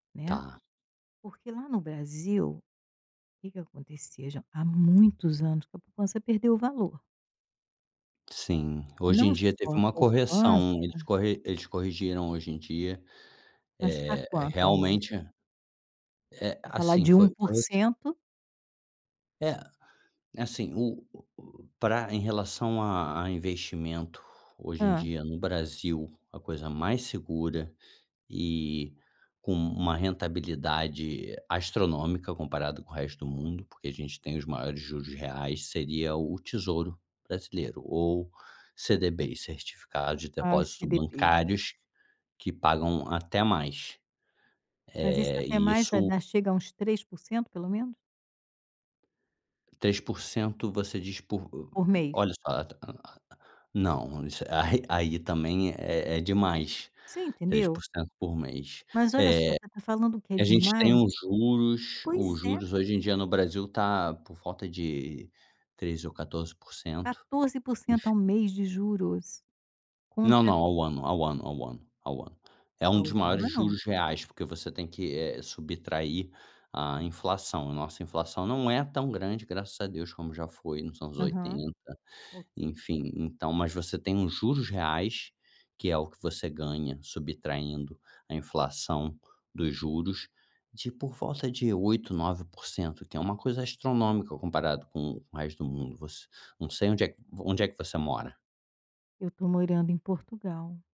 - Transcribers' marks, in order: tapping
- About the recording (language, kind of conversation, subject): Portuguese, advice, Como posso criar o hábito de poupar dinheiro todos os meses?